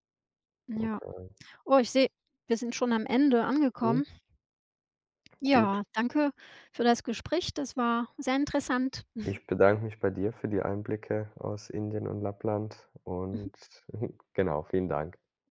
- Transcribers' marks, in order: other background noise; snort; tapping; snort
- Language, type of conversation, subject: German, unstructured, Welche Länder möchtest du in Zukunft besuchen?
- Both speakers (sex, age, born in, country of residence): female, 50-54, France, Sweden; male, 25-29, Germany, Germany